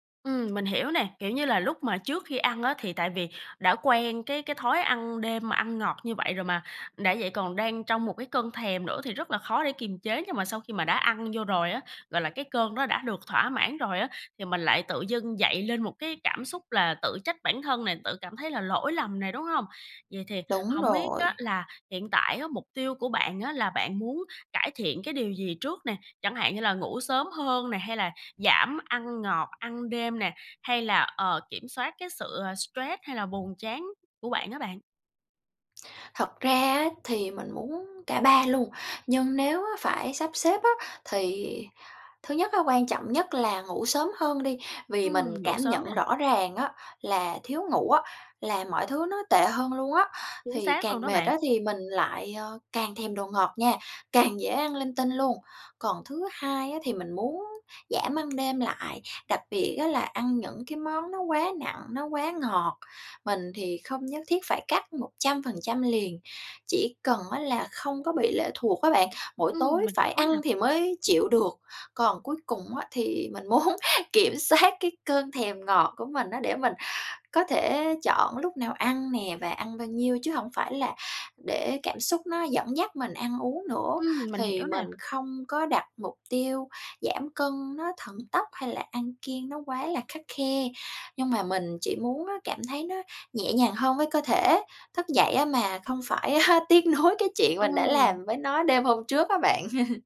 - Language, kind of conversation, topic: Vietnamese, advice, Làm sao để kiểm soát thói quen ngủ muộn, ăn đêm và cơn thèm đồ ngọt khó kiềm chế?
- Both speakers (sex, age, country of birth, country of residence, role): female, 25-29, Vietnam, Japan, user; female, 25-29, Vietnam, Vietnam, advisor
- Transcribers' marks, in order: other background noise; tapping; laughing while speaking: "muốn kiểm soát"; laughing while speaking: "a, tiếc nuối cái chuyện"; laugh